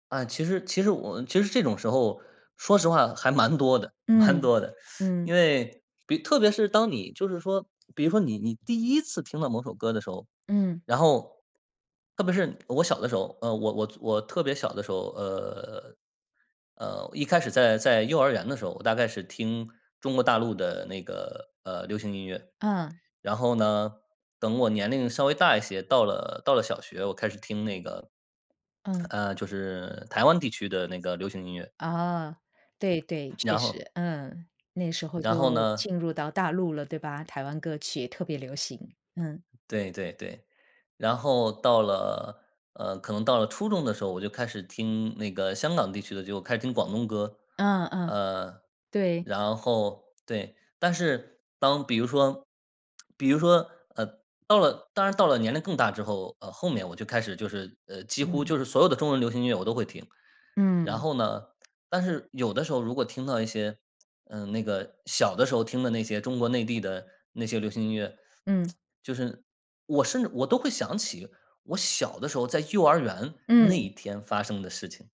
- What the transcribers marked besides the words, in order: laughing while speaking: "蛮"; other background noise; lip smack; other noise; tsk
- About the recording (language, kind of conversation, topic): Chinese, podcast, 家人播放老歌时会勾起你哪些往事？